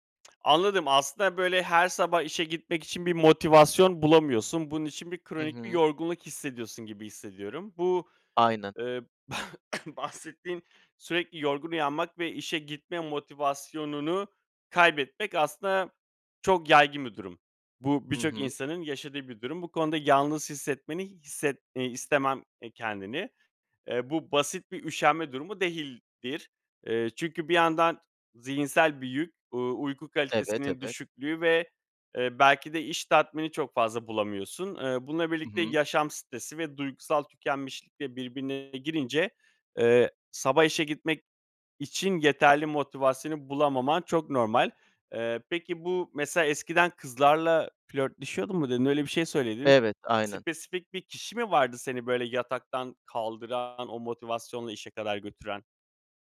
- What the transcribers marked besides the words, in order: other background noise; cough
- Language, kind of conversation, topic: Turkish, advice, Kronik yorgunluk nedeniyle her sabah işe gitmek istemem normal mi?